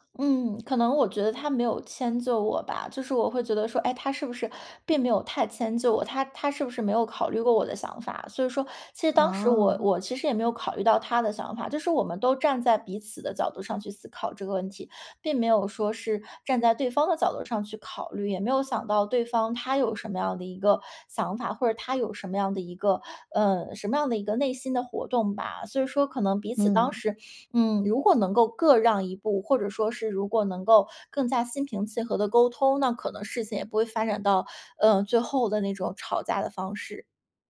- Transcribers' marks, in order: none
- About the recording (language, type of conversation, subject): Chinese, podcast, 在亲密关系里你怎么表达不满？